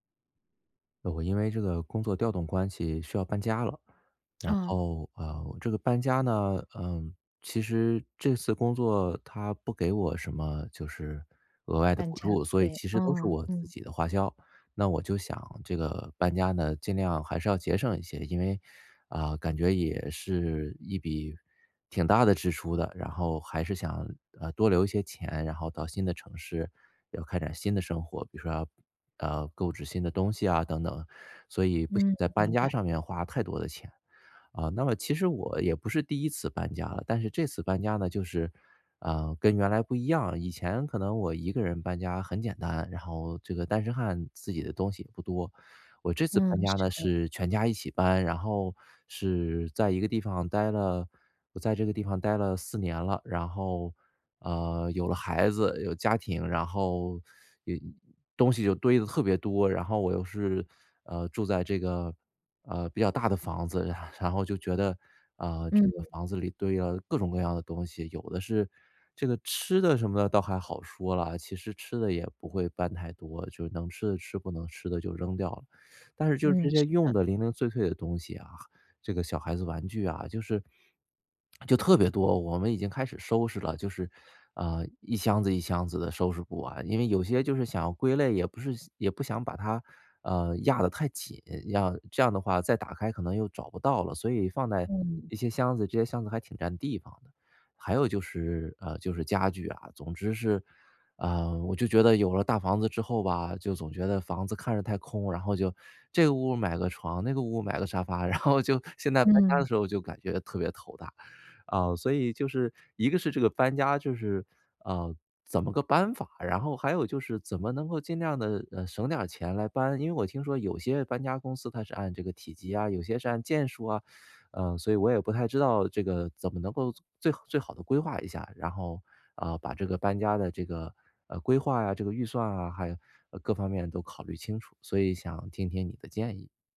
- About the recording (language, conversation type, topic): Chinese, advice, 我如何制定搬家预算并尽量省钱？
- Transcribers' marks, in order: teeth sucking; laughing while speaking: "然后"; laughing while speaking: "然后就"; teeth sucking